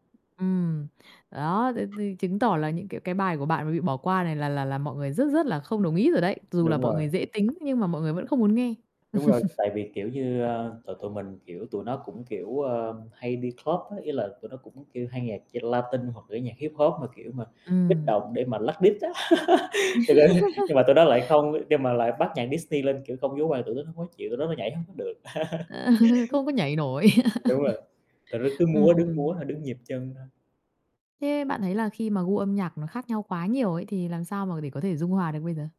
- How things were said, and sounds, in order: tapping; other background noise; static; chuckle; in English: "club"; laugh; laughing while speaking: "Thật ra"; laugh; laugh; laughing while speaking: "Ờ"; laugh
- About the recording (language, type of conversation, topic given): Vietnamese, podcast, Làm sao để chọn bài cho danh sách phát chung của cả nhóm?